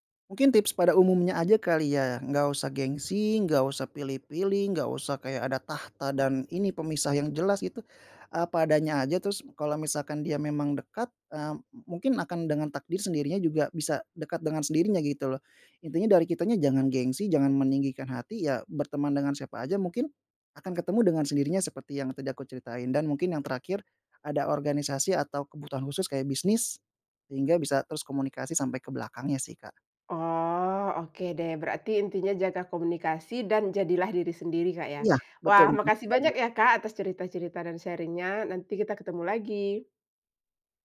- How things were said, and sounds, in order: tapping; other background noise; in English: "sharing-nya"
- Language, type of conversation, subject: Indonesian, podcast, Bisakah kamu menceritakan pertemuan tak terduga yang berujung pada persahabatan yang erat?